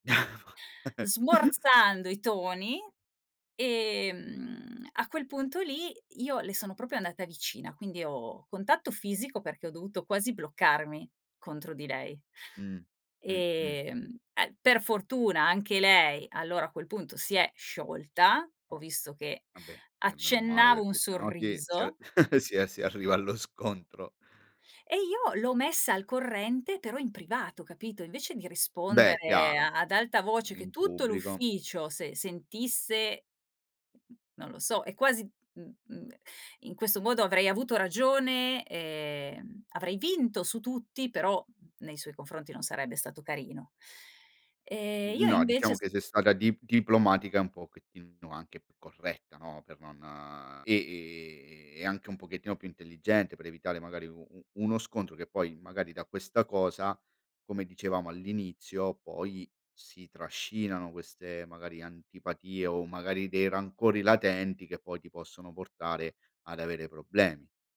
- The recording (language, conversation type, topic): Italian, podcast, Quali piccoli trucchetti usi per uscire da un’impasse?
- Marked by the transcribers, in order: chuckle; chuckle; laughing while speaking: "si arriva allo scontro"; other background noise